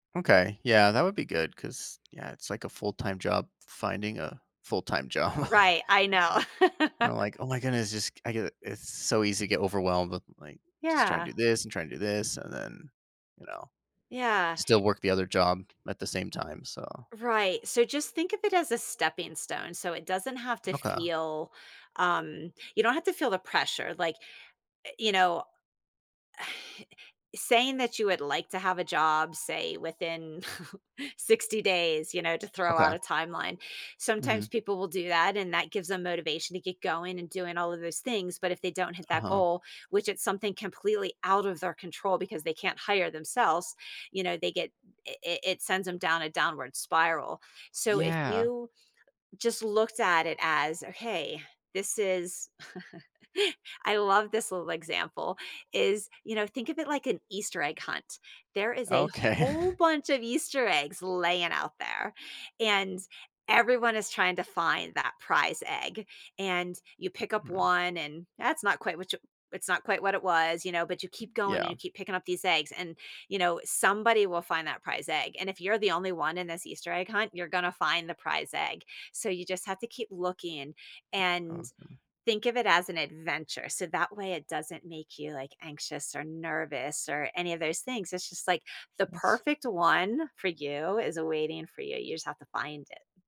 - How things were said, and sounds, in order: laughing while speaking: "job"; laugh; inhale; tapping; sigh; chuckle; laugh; laughing while speaking: "Okay"; other background noise
- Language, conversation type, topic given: English, advice, How can I manage anxiety before starting a new job?
- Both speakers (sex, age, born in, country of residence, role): female, 50-54, United States, United States, advisor; male, 30-34, United States, United States, user